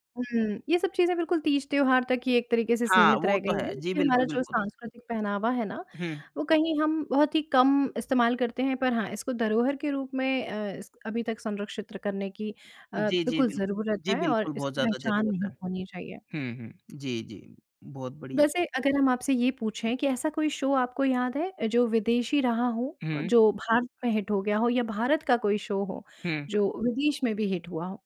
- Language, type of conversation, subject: Hindi, podcast, क्या आप अब पहले से ज़्यादा विदेशी सामग्री देखने लगे हैं?
- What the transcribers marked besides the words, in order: in English: "शो"; in English: "हिट"; in English: "शो"; in English: "हिट"